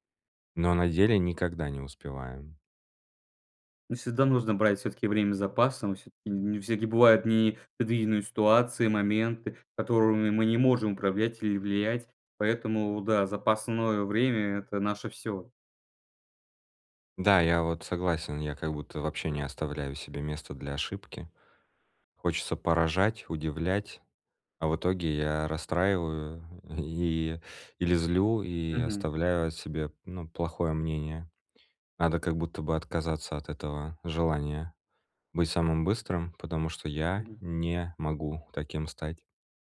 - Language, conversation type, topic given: Russian, advice, Как перестать срывать сроки из-за плохого планирования?
- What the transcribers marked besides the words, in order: none